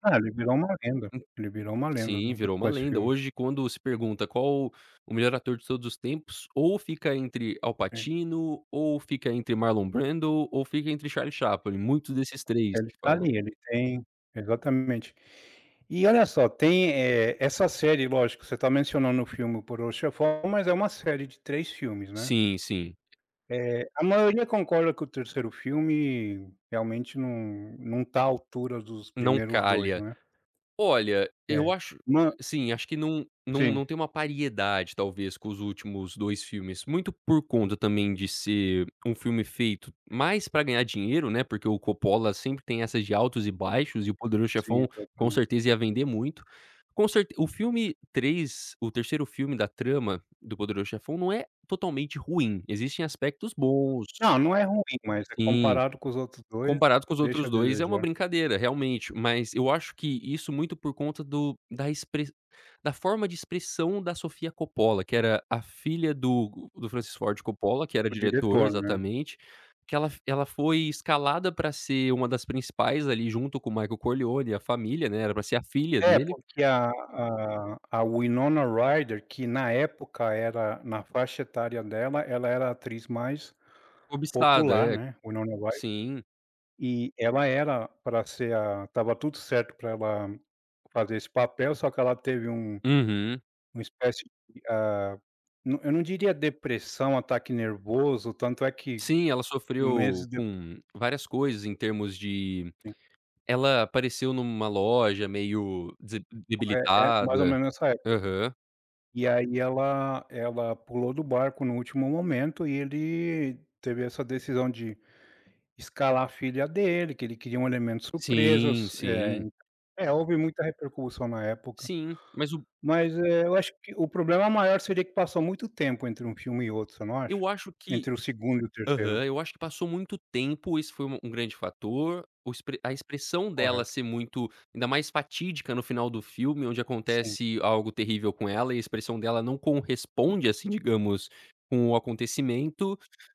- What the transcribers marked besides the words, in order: tapping; "paridade" said as "pariedade"; unintelligible speech; "corresponde" said as "conresponde"
- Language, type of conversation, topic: Portuguese, podcast, Você pode me contar sobre um filme que te marcou profundamente?